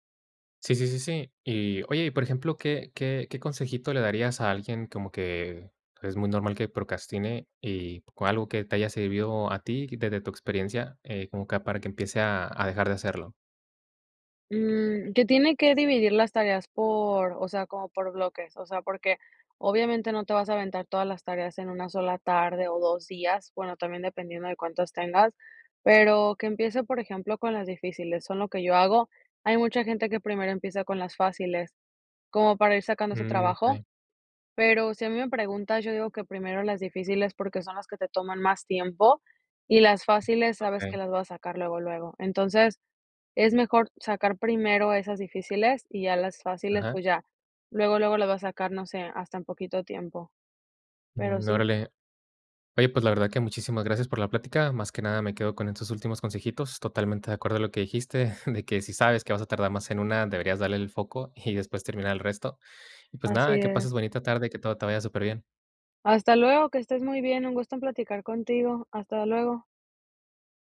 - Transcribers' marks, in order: none
- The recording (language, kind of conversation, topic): Spanish, podcast, ¿Cómo evitas procrastinar cuando tienes que producir?